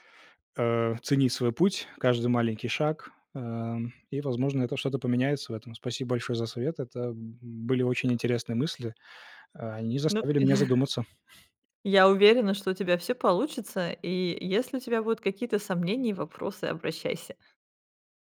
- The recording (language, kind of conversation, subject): Russian, advice, Как перестать постоянно тревожиться о будущем и испытывать тревогу при принятии решений?
- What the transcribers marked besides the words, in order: tapping; chuckle